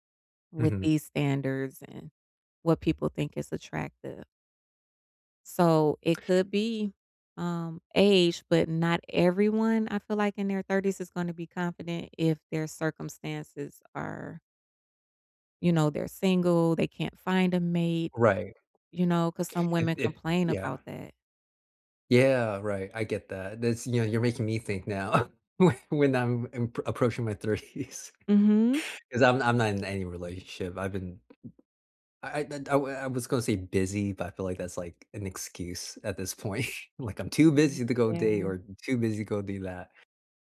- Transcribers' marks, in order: other background noise; tapping; scoff; laughing while speaking: "whe"; laughing while speaking: "thirties"; scoff
- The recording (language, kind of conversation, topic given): English, unstructured, Why do I feel ashamed of my identity and what helps?
- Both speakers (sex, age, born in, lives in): female, 45-49, United States, United States; male, 30-34, United States, United States